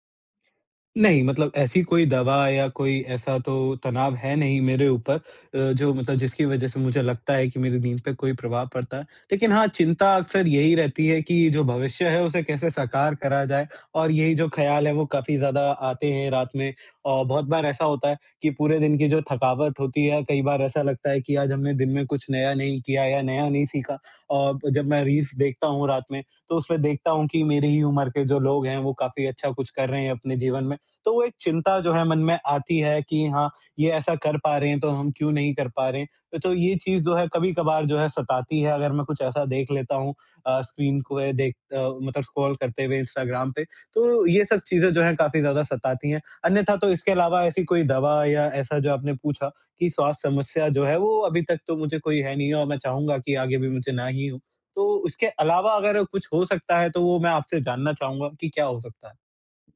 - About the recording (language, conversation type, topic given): Hindi, advice, आपकी नींद का समय कितना अनियमित रहता है और आपको पर्याप्त नींद क्यों नहीं मिल पाती?
- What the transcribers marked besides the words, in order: in English: "रील्स"